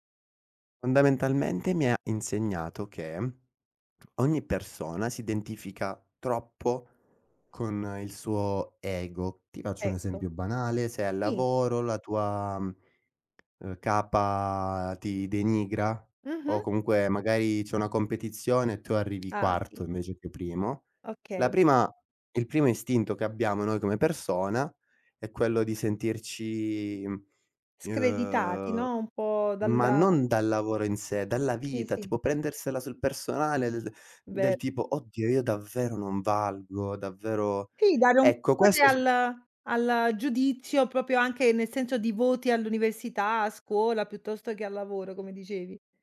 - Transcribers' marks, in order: other background noise; "proprio" said as "propio"
- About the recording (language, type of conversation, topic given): Italian, podcast, Come fai a conoscerti davvero meglio?